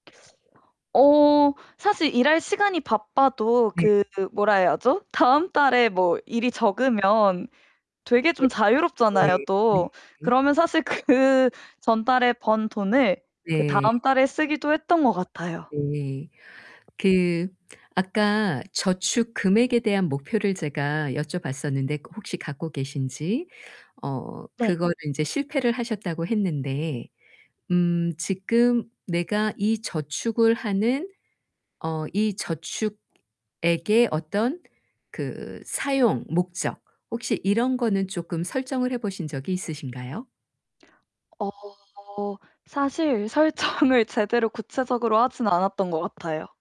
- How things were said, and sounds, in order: distorted speech; other background noise; laughing while speaking: "그"; tapping; laughing while speaking: "설정을"
- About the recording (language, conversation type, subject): Korean, advice, 단기적인 즐거움과 장기적인 재정 안정을 어떻게 균형 있게 챙길 수 있을까요?